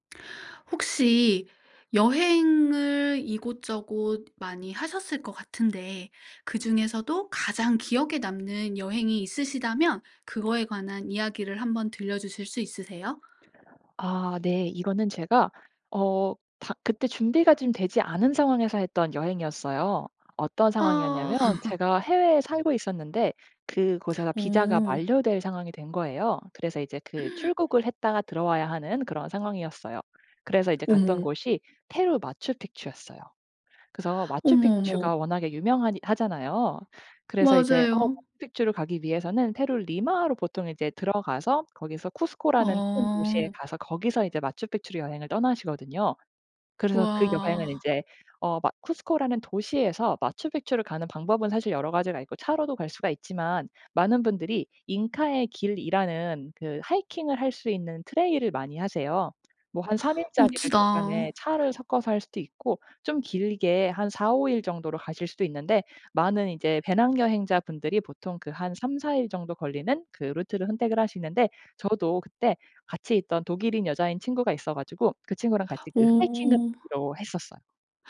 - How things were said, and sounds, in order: other background noise; laugh; gasp
- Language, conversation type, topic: Korean, podcast, 가장 기억에 남는 여행 이야기를 들려줄래요?